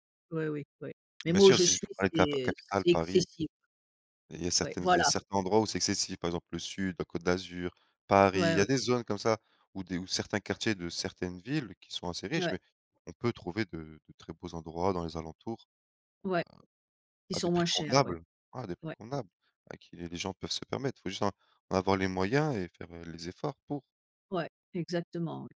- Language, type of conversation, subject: French, unstructured, Quel conseil donneriez-vous pour éviter de s’endetter ?
- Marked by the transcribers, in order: none